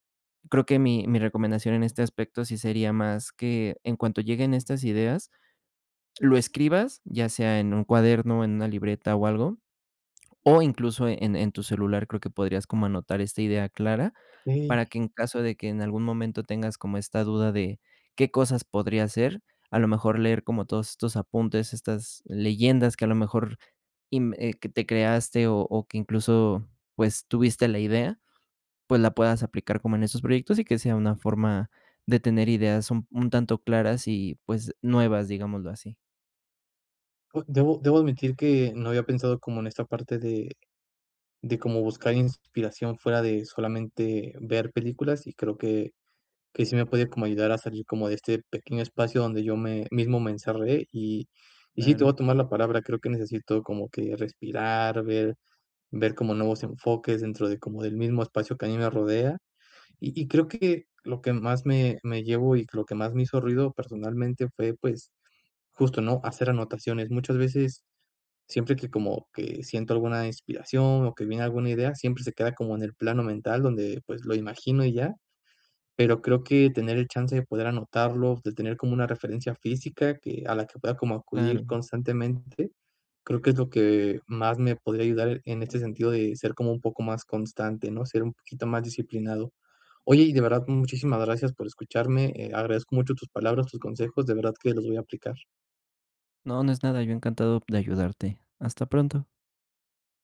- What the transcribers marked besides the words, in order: other background noise
- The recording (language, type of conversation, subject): Spanish, advice, ¿Qué puedo hacer si no encuentro inspiración ni ideas nuevas?